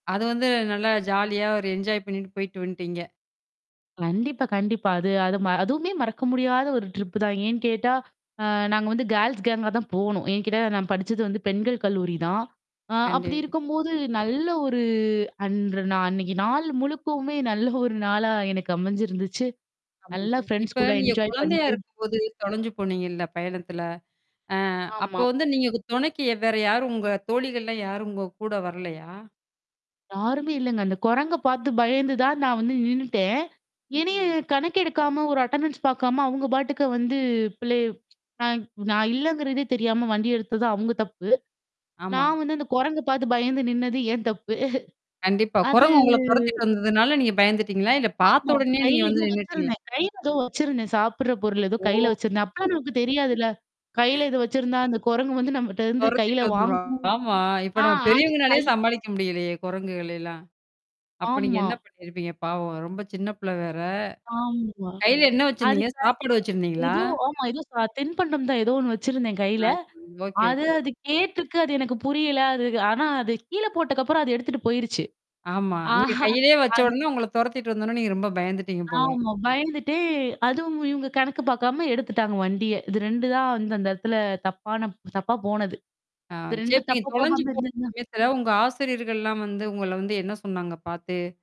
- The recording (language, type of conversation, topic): Tamil, podcast, பயணத்தில் நீங்கள் தொலைந்து போன அனுபவத்தை ஒரு கதையாகப் பகிர முடியுமா?
- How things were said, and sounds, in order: in English: "என்ஜாய்"; in English: "ட்ரிப்"; in English: "கேர்ள்ஸ் கேங்கா"; distorted speech; laughing while speaking: "நல்ல"; in English: "என்ஜாய்"; in English: "அட்டெண்டன்ஸ்"; tapping; chuckle; drawn out: "அது"; other noise; laugh; laughing while speaking: "ஆஹா அது"